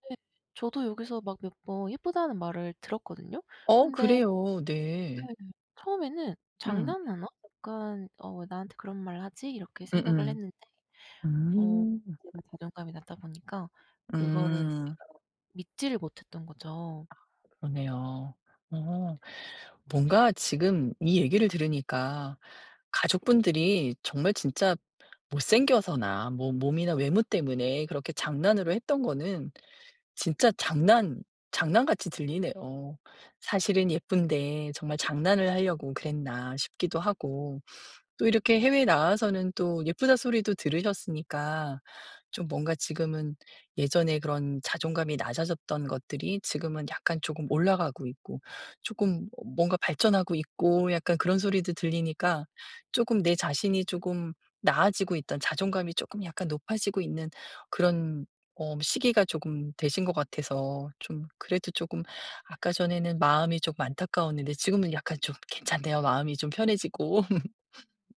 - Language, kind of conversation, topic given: Korean, advice, 외모나 몸 때문에 자신감이 떨어진다고 느끼시나요?
- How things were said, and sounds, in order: laugh